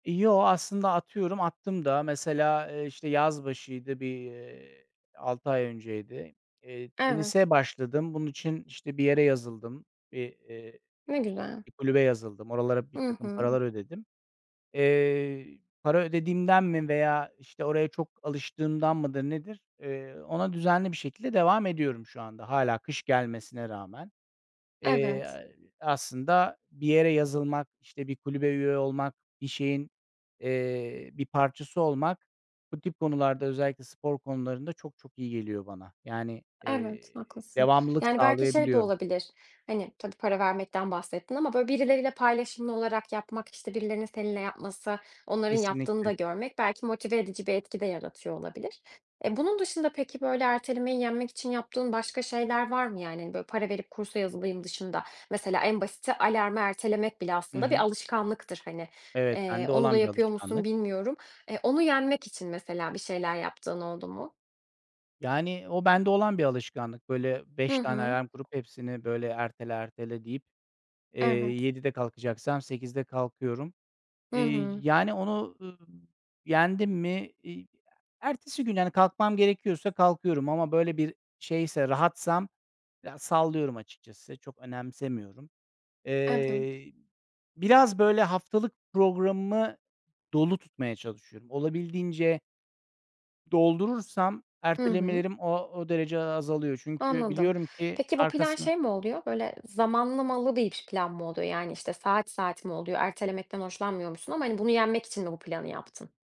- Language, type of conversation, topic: Turkish, podcast, Ertelemeyi yenmek için hangi taktikleri kullanırsın?
- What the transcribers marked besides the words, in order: other background noise; tapping